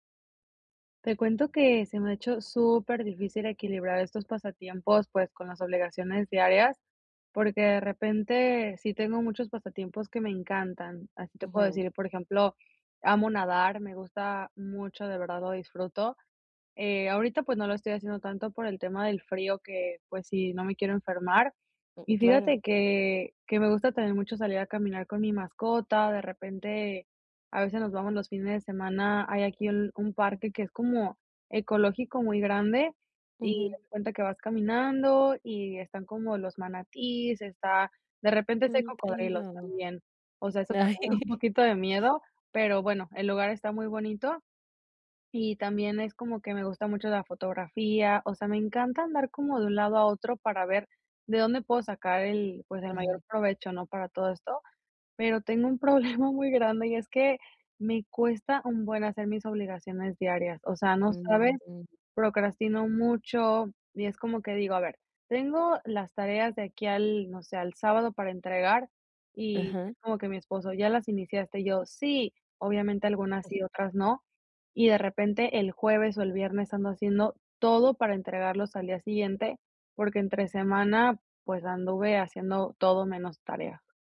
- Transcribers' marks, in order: chuckle; other background noise; chuckle; unintelligible speech
- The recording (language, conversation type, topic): Spanish, advice, ¿Cómo puedo equilibrar mis pasatiempos con mis obligaciones diarias sin sentirme culpable?